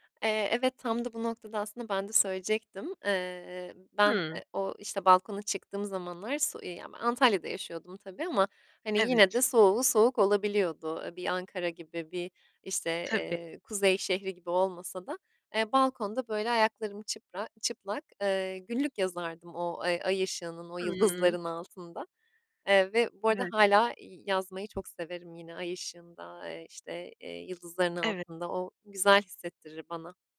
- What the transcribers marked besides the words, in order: unintelligible speech; unintelligible speech
- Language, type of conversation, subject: Turkish, podcast, Yıldızlı bir gece seni nasıl hissettirir?